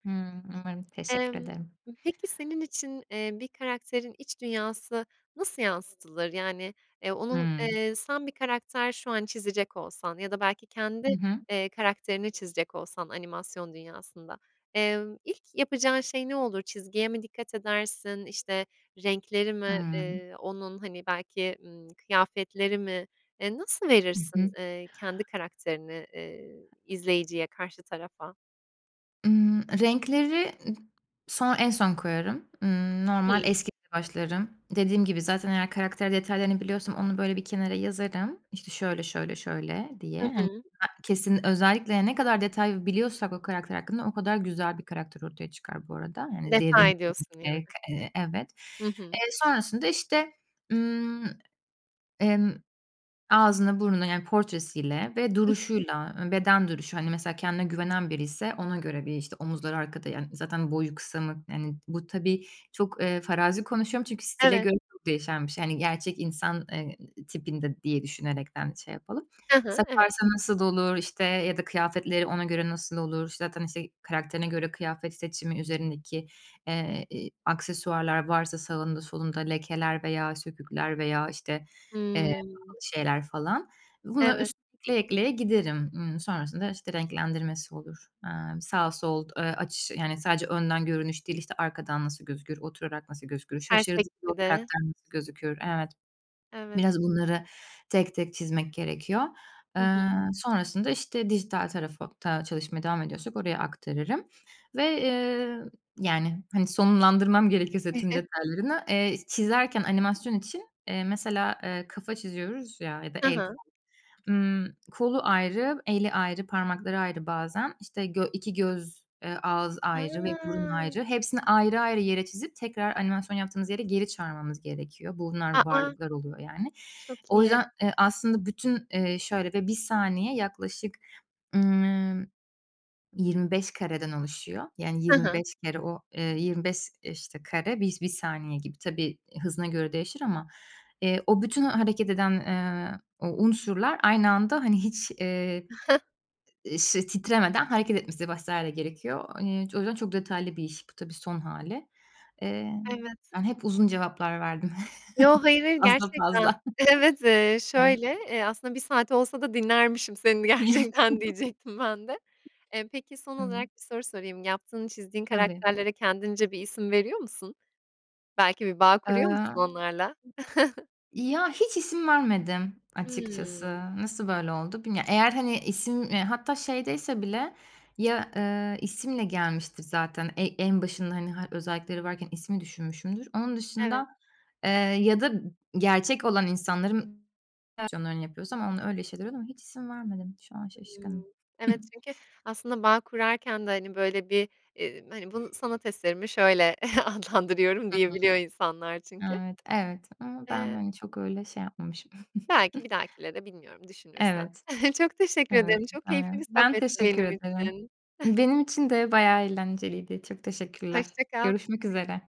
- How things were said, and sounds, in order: other background noise; tapping; unintelligible speech; unintelligible speech; unintelligible speech; unintelligible speech; "olur" said as "dolur"; unintelligible speech; chuckle; chuckle; "bu" said as "pu"; chuckle; laughing while speaking: "fazla fazla"; chuckle; chuckle; unintelligible speech; scoff; laughing while speaking: "adlandırıyorum"; chuckle; chuckle; unintelligible speech; giggle
- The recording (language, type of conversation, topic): Turkish, podcast, Bir karakteri oluştururken nereden başlarsın?
- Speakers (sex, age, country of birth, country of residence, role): female, 25-29, Turkey, Italy, host; female, 30-34, Turkey, Germany, guest